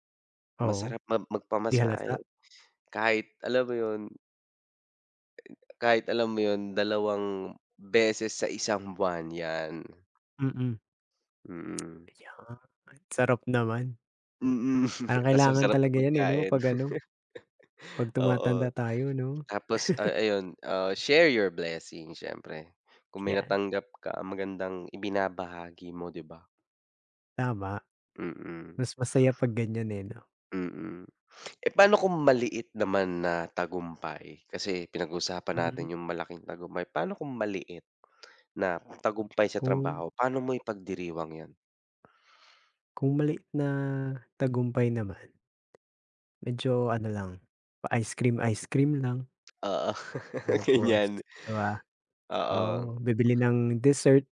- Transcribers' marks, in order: tapping; other background noise; lip smack; chuckle; laugh; laugh; other animal sound; lip smack; laugh; laughing while speaking: "ganiyan"
- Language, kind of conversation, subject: Filipino, unstructured, Paano mo ipinagdiriwang ang tagumpay sa trabaho?